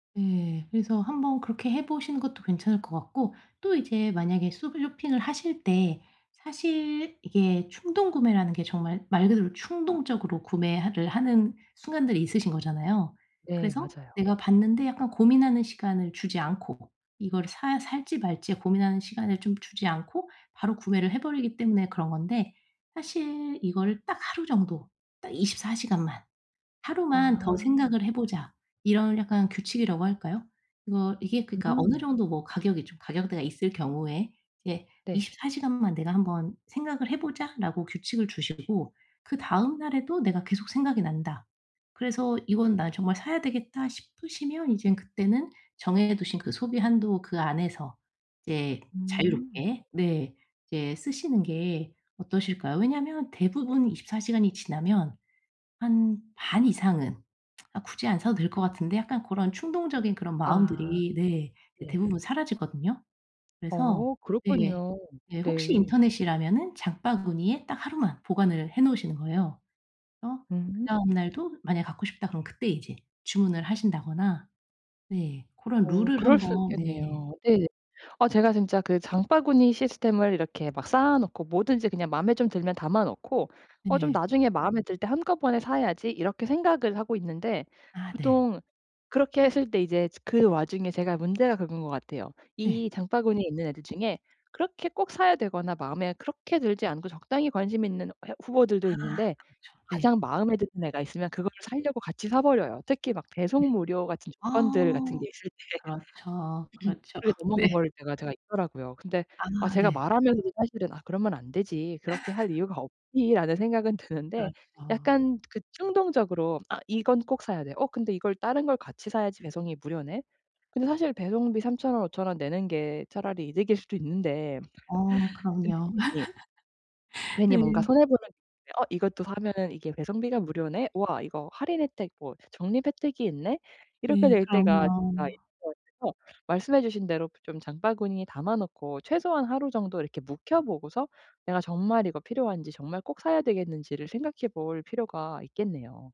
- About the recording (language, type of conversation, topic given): Korean, advice, 지출을 통제하기가 어려워서 걱정되는데, 어떻게 하면 좋을까요?
- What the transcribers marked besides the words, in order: tapping; tsk; other background noise; throat clearing; laughing while speaking: "네"; laugh; laugh; unintelligible speech; laugh; laughing while speaking: "네"